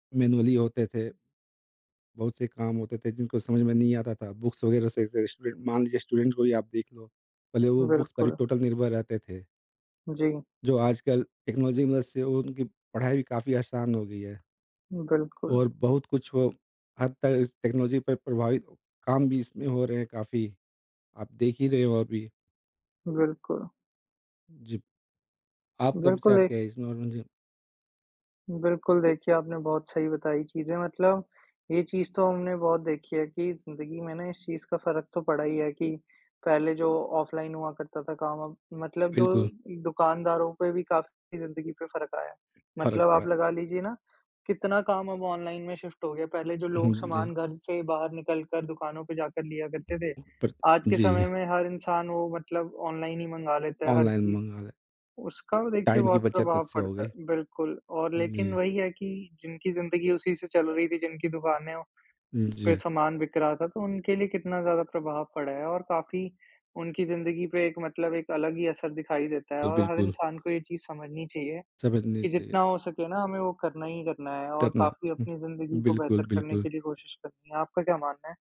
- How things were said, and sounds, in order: in English: "मैनुअली"; in English: "बुक्स"; in English: "स्टूडेंट"; in English: "स्टूडेंट्स"; in English: "बुक्स"; in English: "टोटल"; in English: "टेक्नोलॉजी"; in English: "टेक्नोलॉजी"; in English: "शिफ्ट"; tapping; in English: "टाइम"
- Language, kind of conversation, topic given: Hindi, unstructured, क्या प्रौद्योगिकी ने काम करने के तरीकों को आसान बनाया है?
- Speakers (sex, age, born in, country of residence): male, 45-49, India, India; male, 55-59, United States, India